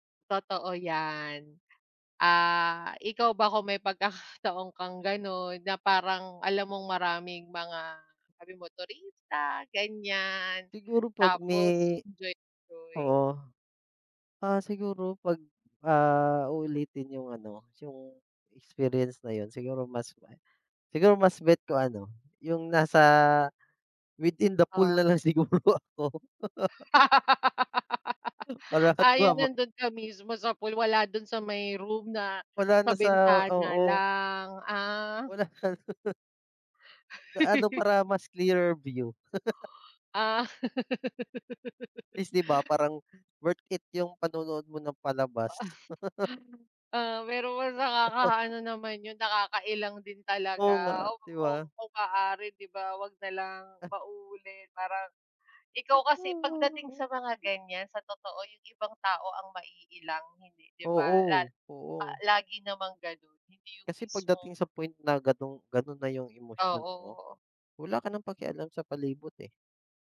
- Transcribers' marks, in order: in English: "within the pool"; laughing while speaking: "siguro ako"; laugh; unintelligible speech; unintelligible speech; laugh; in English: "clearer view"; laugh; laugh; chuckle; laugh; unintelligible speech; humming a tune
- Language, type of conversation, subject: Filipino, unstructured, Ano ang pinakanakagugulat na nangyari sa iyong paglalakbay?